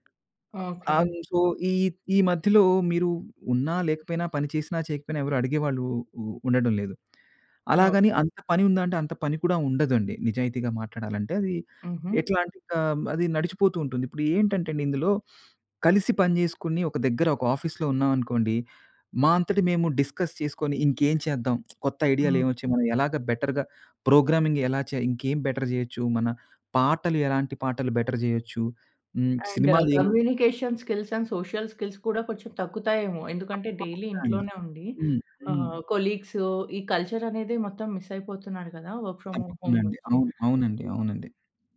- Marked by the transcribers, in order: in English: "అయిమ్ సో"; sniff; in English: "ఆఫీస్‌లో"; in English: "డిస్కస్"; lip smack; in English: "బెటర్‌గా ప్రోగ్రామింగ్"; in English: "బెటర్"; in English: "బెటర్"; in English: "అండ్ కమ్యూనికేషన్ స్కిల్స్, అండ్ సోషల్ స్కిల్స్"; in English: "డైలీ"; in English: "కల్చర్"; in English: "మిస్"; in English: "వర్క్ ఫ్రమ్ హోమ్"
- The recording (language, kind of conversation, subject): Telugu, podcast, రిమోట్ వర్క్‌కు మీరు ఎలా అలవాటుపడ్డారు, దానికి మీ సూచనలు ఏమిటి?